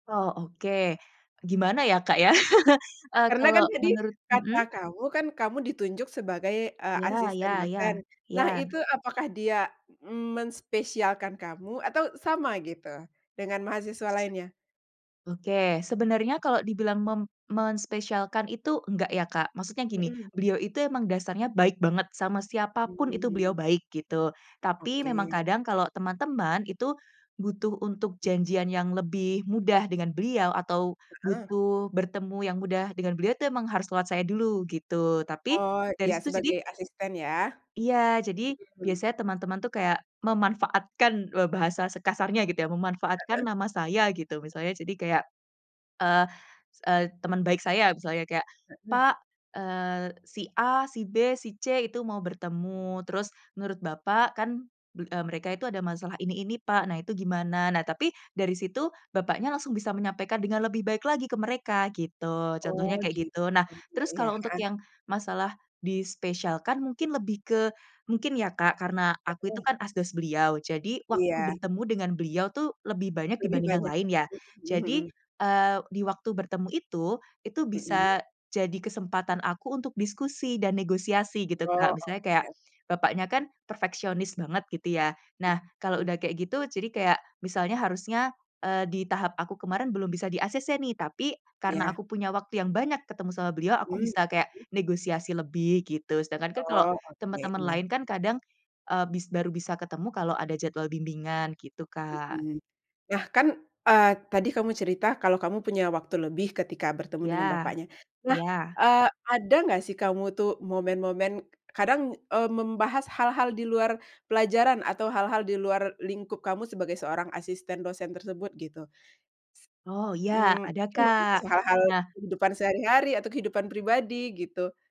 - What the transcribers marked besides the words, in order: laugh; in English: "di-acc"; tapping; other background noise
- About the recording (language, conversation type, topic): Indonesian, podcast, Siapa guru yang paling berkesan buat kamu, dan kenapa?